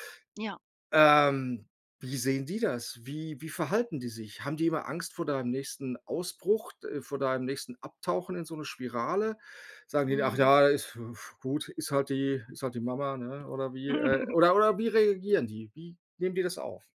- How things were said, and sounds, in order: chuckle
- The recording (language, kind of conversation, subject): German, advice, Wie kann ich lernen, meine Gedanken als vorübergehende Ereignisse wahrzunehmen?